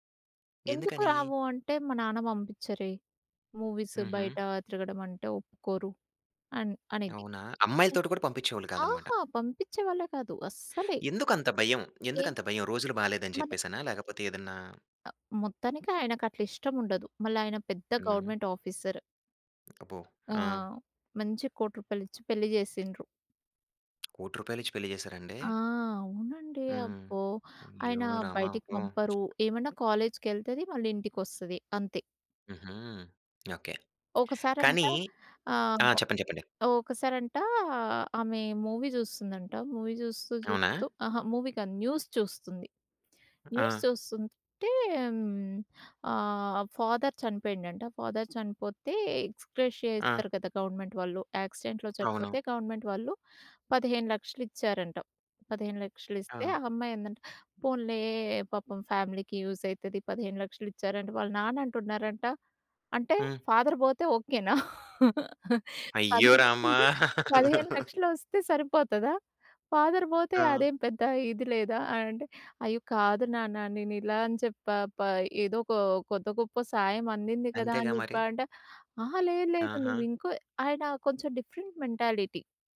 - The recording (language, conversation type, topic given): Telugu, podcast, అమ్మాయిలు, అబ్బాయిల పాత్రలపై వివిధ తరాల అభిప్రాయాలు ఎంతవరకు మారాయి?
- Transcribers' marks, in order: in English: "మూవీస్"; other background noise; other noise; in English: "గవర్నమెంట్ ఆఫీసర్"; lip smack; tapping; in English: "మూవీ"; in English: "మూవీ"; in English: "మూవీ"; in English: "న్యూస్"; in English: "న్యూస్"; in English: "ఫాదర్"; in English: "ఫాదర్"; in English: "ఎక్సగ్రేషియా"; in English: "గవర్నమెంట్"; in English: "యాక్సిడెంట్‌లో"; in English: "గవర్నమెంట్"; in English: "ఫ్యామిలీకి యూజ్"; in English: "ఫాదర్"; laughing while speaking: "పదిహేను పదిహేను లక్షలు వస్తే"; laugh; in English: "ఫాదర్"; in English: "డిఫరెంట్ మెంటాలిటీ"